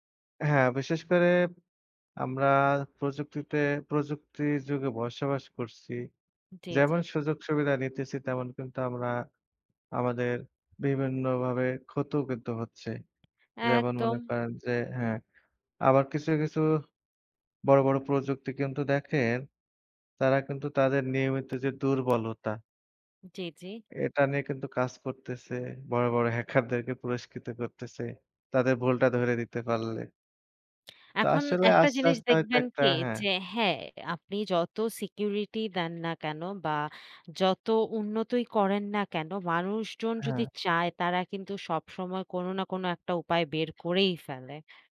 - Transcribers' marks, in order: "বসবাস" said as "ভসবাস"; other noise; chuckle
- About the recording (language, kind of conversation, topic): Bengali, unstructured, বড় বড় প্রযুক্তি কোম্পানিগুলো কি আমাদের ব্যক্তিগত তথ্য নিয়ে অন্যায় করছে?